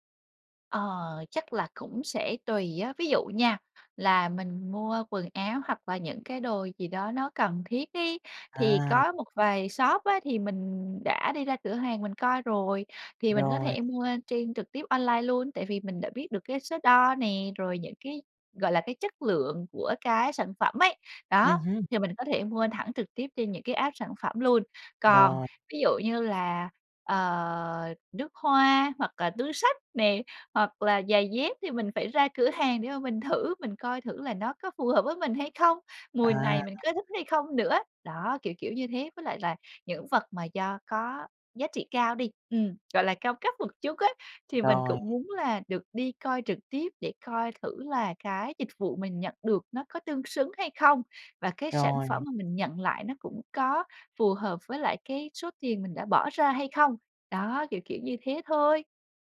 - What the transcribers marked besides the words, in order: tapping; in English: "app"; other background noise; laughing while speaking: "cao cấp một chút á"
- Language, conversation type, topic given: Vietnamese, advice, Làm sao tôi có thể quản lý ngân sách tốt hơn khi mua sắm?